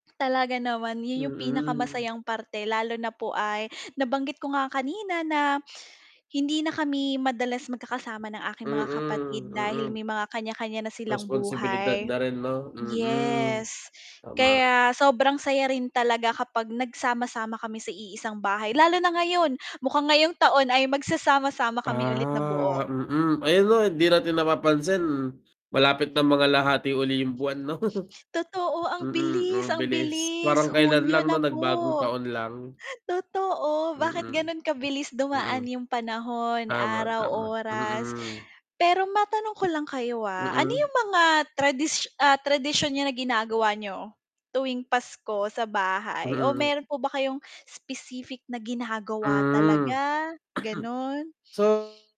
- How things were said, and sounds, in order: tapping; static; laugh; cough; distorted speech
- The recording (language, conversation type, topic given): Filipino, unstructured, Paano ninyo ipinagdiriwang ang Pasko sa inyong pamilya?